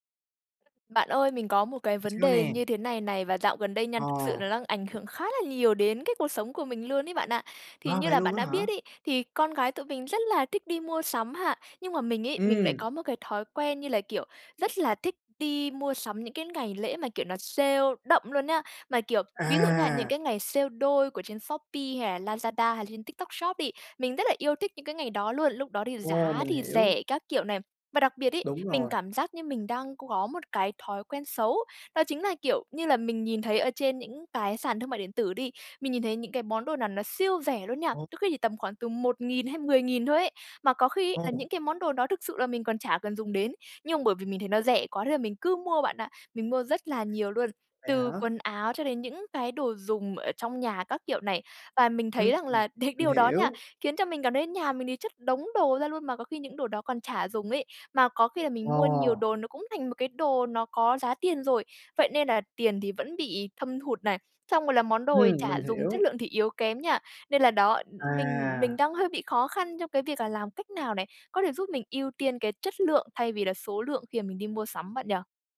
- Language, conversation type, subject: Vietnamese, advice, Làm thế nào để ưu tiên chất lượng hơn số lượng khi mua sắm?
- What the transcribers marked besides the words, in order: tapping; other background noise